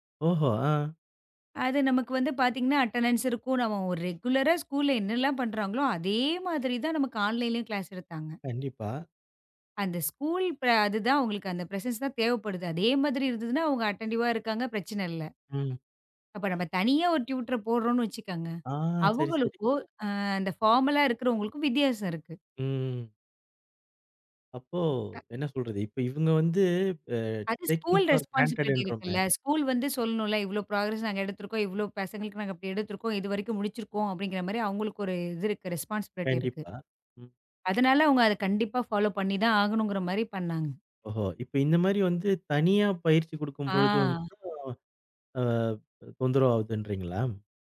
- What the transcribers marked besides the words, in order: in English: "அட்டண்டன்ஸ்"; in English: "ரெகுலரா"; in English: "ஆன்லைன்லயும் கிளாஸ்"; in English: "ஸ்கூல்"; in English: "பிரசன்ஸ்"; in English: "அட்டென்டிவ்வா"; in English: "டியூட்டர"; surprised: "ஆ. சரி, சரி"; drawn out: "ஆ"; in English: "ஃபார்மலா"; drawn out: "ம்"; drawn out: "வந்து"; in English: "டேக்கிங் ஃபார் க்ராண்டட்ன்றோமே?"; in English: "ஸ்கூல் ரெஸ்பான்ஸிபிலிட்டி"; in English: "ஸ்கூல்"; in English: "பிராக்ரஸ்"; in English: "ரெஸ்பான்ஸிபிலிட்டி"; in English: "ஃபாலோ"; surprised: "ஓஹோ! இப்ப இந்த மாதிரி வந்து … ஆ தொந்தரவு ஆகுதுன்றீங்களா?"; drawn out: "ஆ"
- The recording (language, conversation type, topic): Tamil, podcast, நீங்கள் இணைய வழிப் பாடங்களையா அல்லது நேரடி வகுப்புகளையா அதிகம் விரும்புகிறீர்கள்?